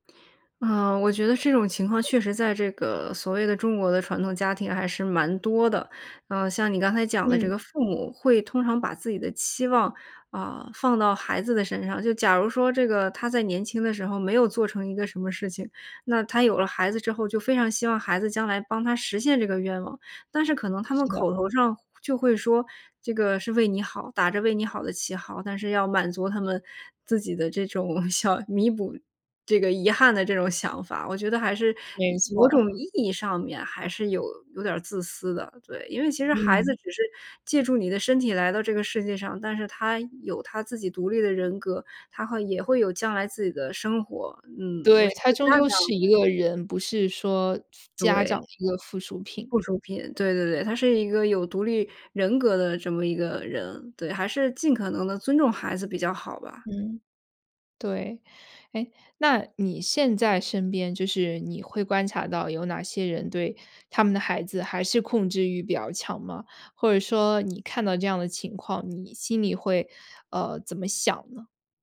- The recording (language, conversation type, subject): Chinese, podcast, 当父母干预你的生活时，你会如何回应？
- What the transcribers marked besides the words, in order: laughing while speaking: "想 弥补这个遗憾的这种想法"